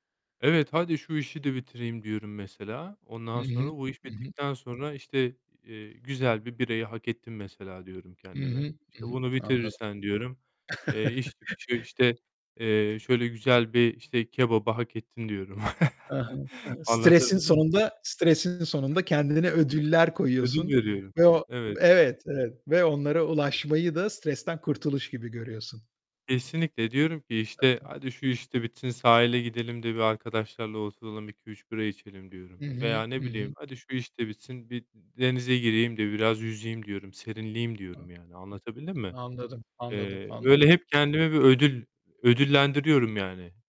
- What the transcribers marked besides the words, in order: static; other background noise; tapping; distorted speech; chuckle; chuckle; unintelligible speech
- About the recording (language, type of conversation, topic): Turkish, podcast, Stresle başa çıkmak için hangi yöntemleri kullanıyorsun?